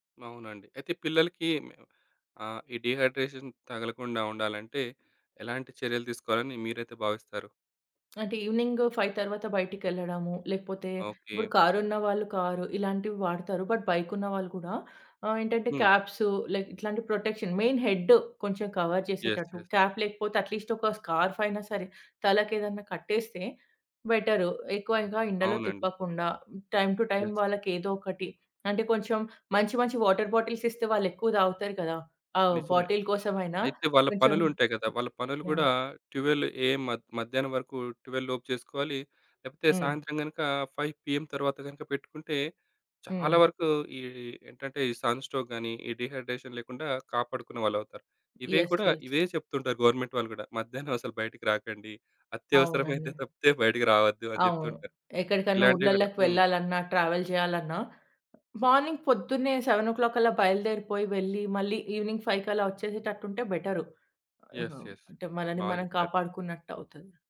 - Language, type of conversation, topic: Telugu, podcast, హైడ్రేషన్ తగ్గినప్పుడు మీ శరీరం చూపించే సంకేతాలను మీరు గుర్తించగలరా?
- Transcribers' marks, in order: in English: "డీహైడ్రేషన్"; other background noise; in English: "ఈవినింగ్ ఫైవ్"; in English: "బట్ బైక్"; in English: "క్యాప్స్, లైక్"; in English: "ప్రొటెక్షన్. మెయిన్ హెడ్"; in English: "యెస్, యెస్"; in English: "కవర్"; in English: "క్యాప్"; in English: "అట్లీస్ట్"; in English: "స్కార్ఫ్"; in English: "బెటర్"; in English: "యెస్"; in English: "టైమ్ టు టైమ్"; in English: "వాటర్ బాటిల్స్"; in English: "బాటిల్"; in English: "ట్వెల్వ్ ఏఎం"; in English: "ట్వెల్వ్"; in English: "ఫైవ్ పీఎం"; in English: "సన్ స్ట్రోక్"; in English: "డీహైడ్రేషన్"; in English: "యెస్, యెస్"; in English: "గవర్నమెంట్"; in English: "ట్రావెల్"; tapping; in English: "మార్నింగ్"; in English: "సెవెన్ ఓ క్లాక్"; in English: "ఈవినింగ్ ఫైవ్"; in English: "యెస్, యెస్"